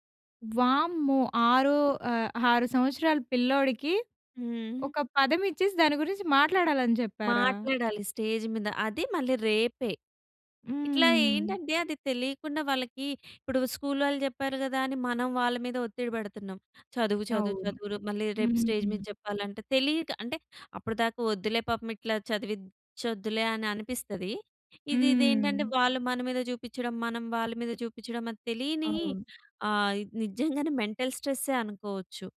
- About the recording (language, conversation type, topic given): Telugu, podcast, స్కూల్‌లో మానసిక ఆరోగ్యానికి ఎంత ప్రాధాన్యం ఇస్తారు?
- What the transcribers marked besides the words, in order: in English: "స్టేజ్"; drawn out: "హ్మ్"; in English: "స్టేజ్"; drawn out: "హ్మ్"; in English: "మెంటల్"